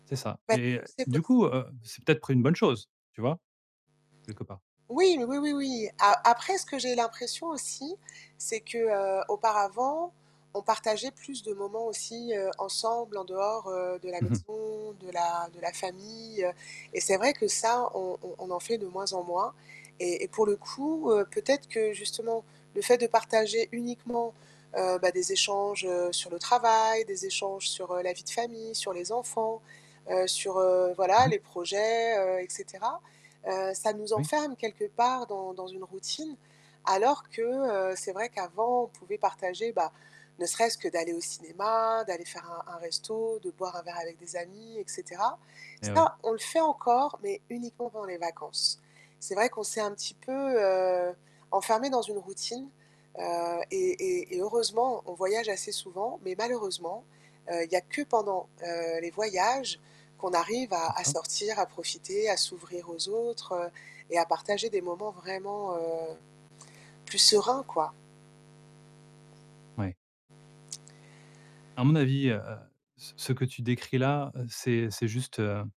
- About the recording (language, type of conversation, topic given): French, advice, Comment puis-je gérer des disputes répétées avec mon/ma partenaire ?
- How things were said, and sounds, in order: mechanical hum; distorted speech; background speech